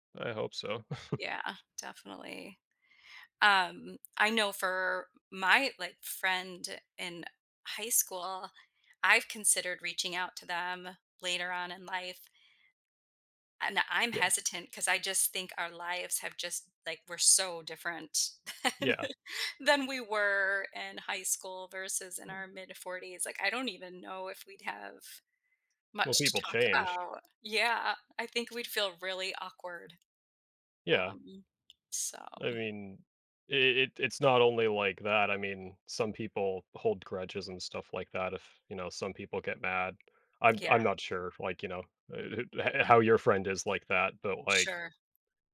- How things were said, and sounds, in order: chuckle; laugh; other background noise; tapping
- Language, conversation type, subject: English, unstructured, What lost friendship do you sometimes think about?